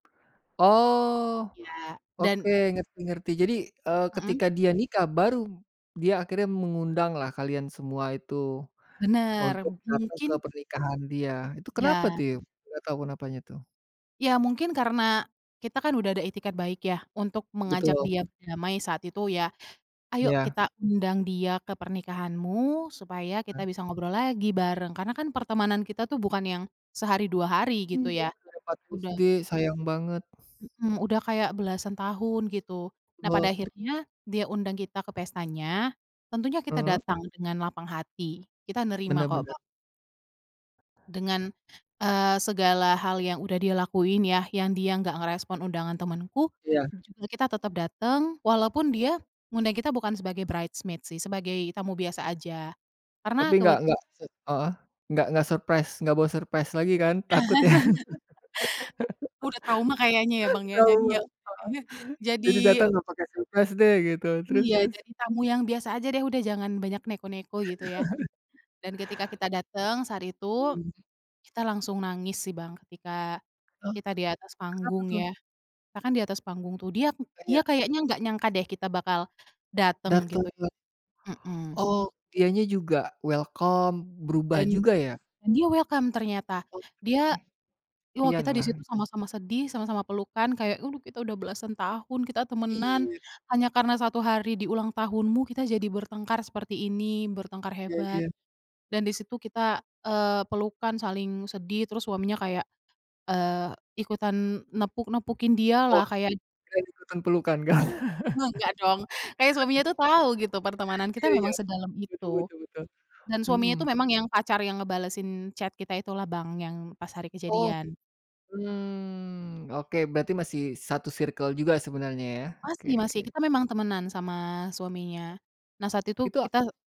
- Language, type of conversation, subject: Indonesian, podcast, Bagaimana cara memperbaiki perselisihan di antara teman?
- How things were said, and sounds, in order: "tuh" said as "tiu"; in English: "bridesmaid"; in English: "surprise"; "boleh" said as "boh"; laugh; in English: "surprise"; laugh; in English: "surprise"; chuckle; in English: "welcome"; in English: "welcome"; chuckle; in English: "chat"; other background noise